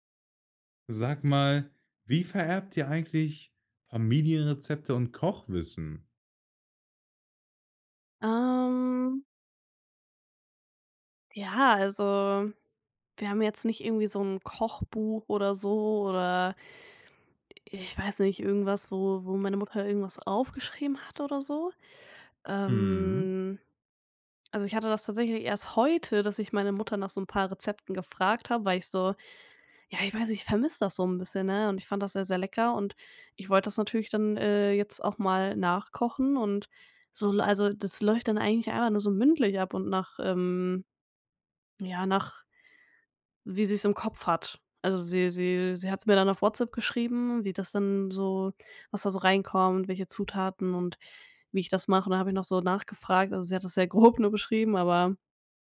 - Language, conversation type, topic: German, podcast, Wie gebt ihr Familienrezepte und Kochwissen in eurer Familie weiter?
- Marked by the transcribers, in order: drawn out: "Ähm"; stressed: "heute"; laughing while speaking: "grob"; stressed: "grob"